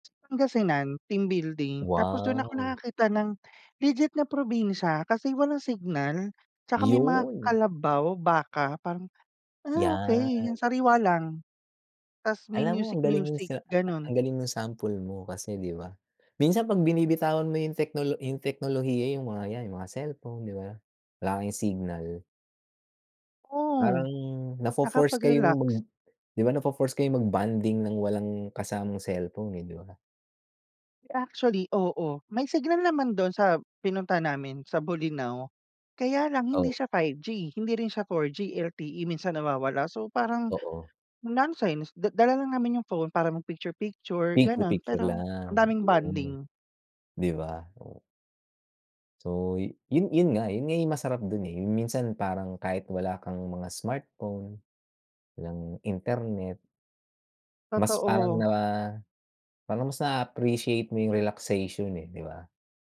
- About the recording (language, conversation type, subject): Filipino, unstructured, Ano ang paborito mong gawin para makapagpahinga?
- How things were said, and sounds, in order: none